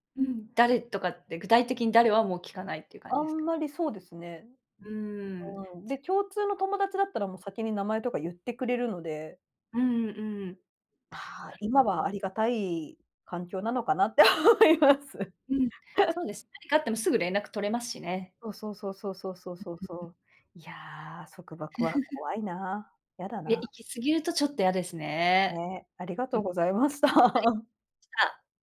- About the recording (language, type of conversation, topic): Japanese, unstructured, 恋人に束縛されるのは嫌ですか？
- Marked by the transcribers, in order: other background noise; laughing while speaking: "って思います"; laugh; chuckle; laughing while speaking: "ございました"; laugh